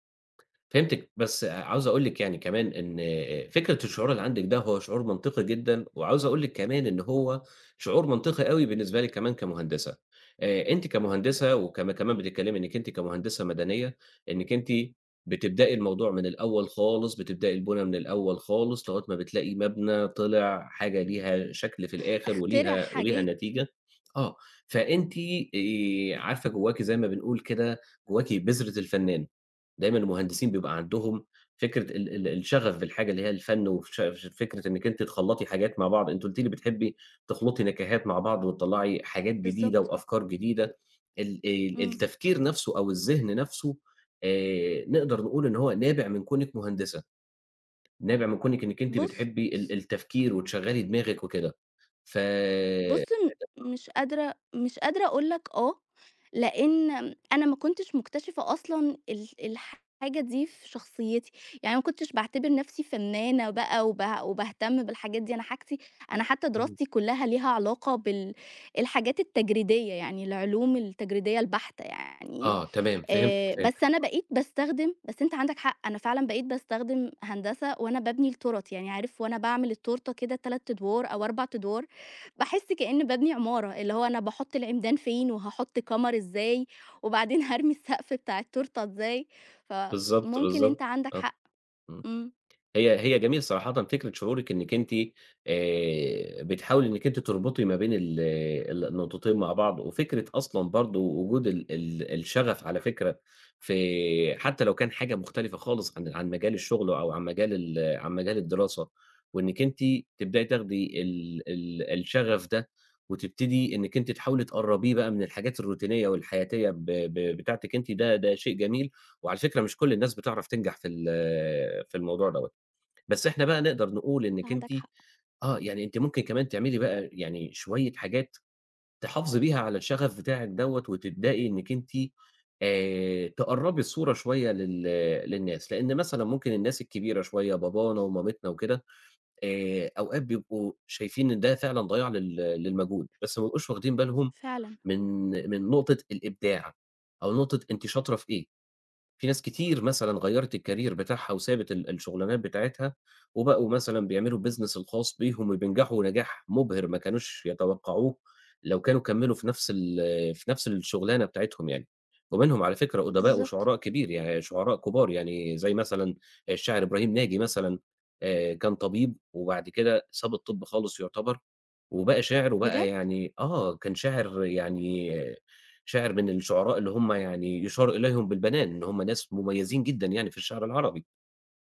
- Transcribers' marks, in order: tapping; unintelligible speech; in English: "الروتينية"; other background noise; in English: "الcareer"; in English: "الbusiness"
- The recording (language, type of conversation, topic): Arabic, advice, إزاي أتغلب على ترددي في إني أتابع شغف غير تقليدي عشان خايف من حكم الناس؟